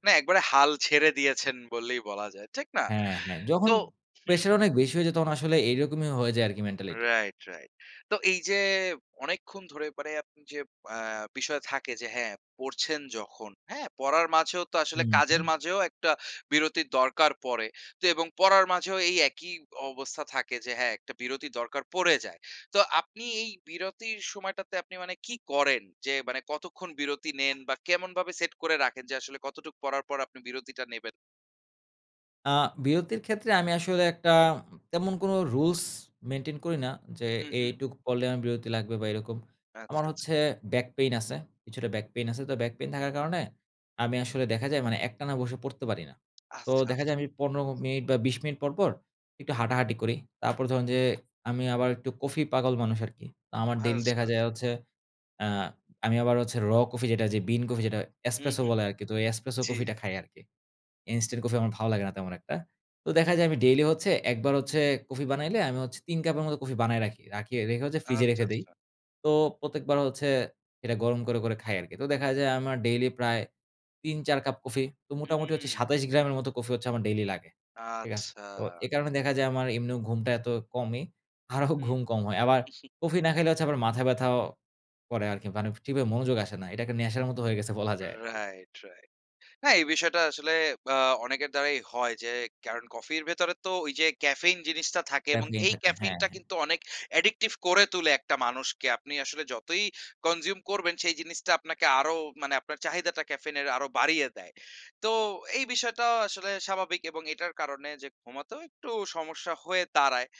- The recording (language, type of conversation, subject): Bengali, podcast, আপনি কীভাবে নিয়মিত পড়াশোনার অভ্যাস গড়ে তোলেন?
- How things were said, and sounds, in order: tapping; in English: "espresso"; in English: "espresso"; laughing while speaking: "আরো ঘুম"; chuckle; in English: "addictive"; in English: "consume"